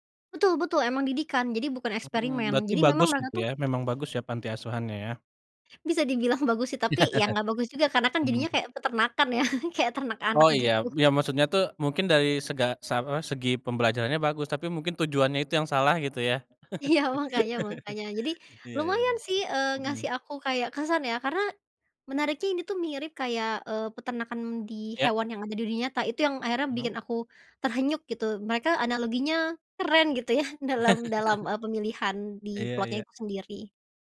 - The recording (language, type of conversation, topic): Indonesian, podcast, Pernahkah sebuah buku mengubah cara pandangmu tentang sesuatu?
- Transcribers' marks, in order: other weather sound; laughing while speaking: "dibilang"; chuckle; other background noise; laughing while speaking: "ya"; laughing while speaking: "Iya mangkanya mangkanya"; chuckle; tapping; "terenyuh" said as "terhenyuk"; chuckle